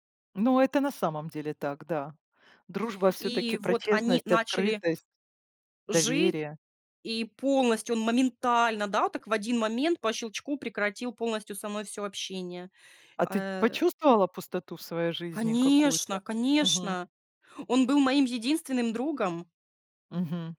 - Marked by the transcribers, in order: none
- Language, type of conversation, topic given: Russian, podcast, Можешь рассказать о друге, который тихо поддерживал тебя в трудное время?